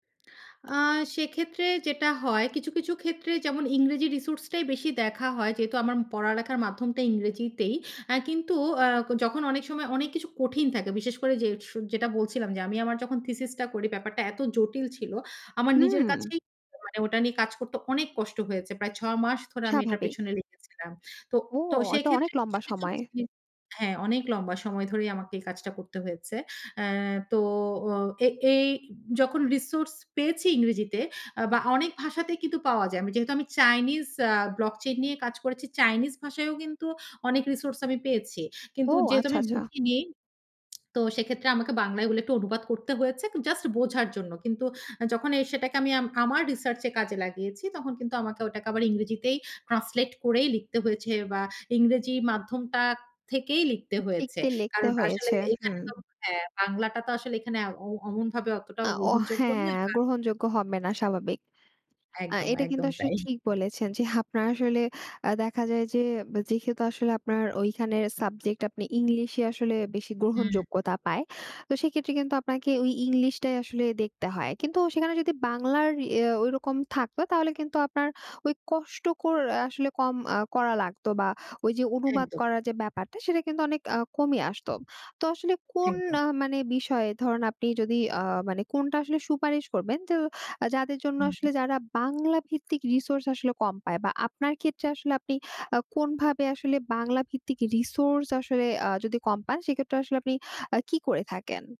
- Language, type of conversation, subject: Bengali, podcast, আপনি সাধারণত তথ্যসূত্র খোঁজেন বাংলায় নাকি ইংরেজিতে, এবং তার কারণ কী?
- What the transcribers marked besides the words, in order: tapping; in English: "ব্লক চেইন"; in English: "ট্রান্সলেট"; unintelligible speech; other background noise